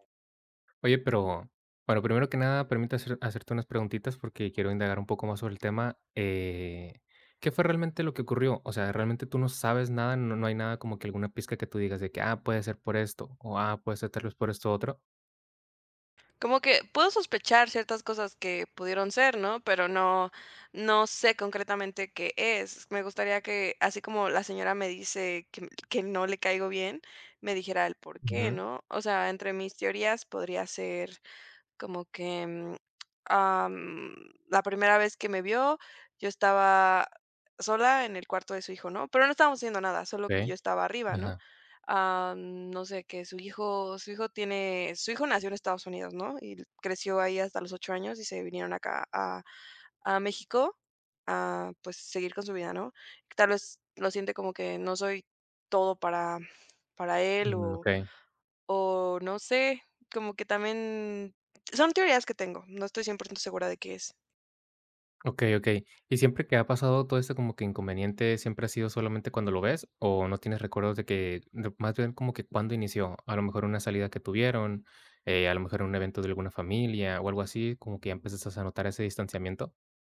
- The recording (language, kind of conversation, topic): Spanish, advice, ¿Cómo puedo hablar con mi pareja sobre un malentendido?
- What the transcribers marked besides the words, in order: other background noise; lip smack; tapping; other noise